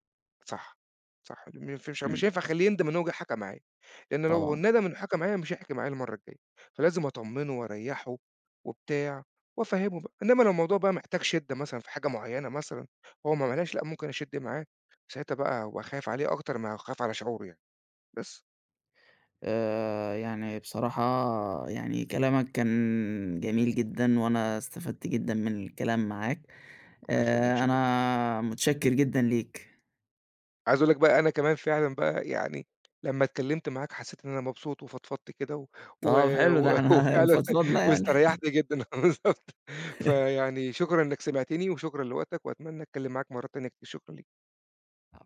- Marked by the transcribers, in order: tapping; laughing while speaking: "و وفعلًا واستريّحت جدًا بالضبط"; laughing while speaking: "إحنا فضفضنا يعني"; chuckle; unintelligible speech
- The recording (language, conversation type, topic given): Arabic, podcast, إزاي تعرف الفرق بين اللي طالب نصيحة واللي عايزك بس تسمع له؟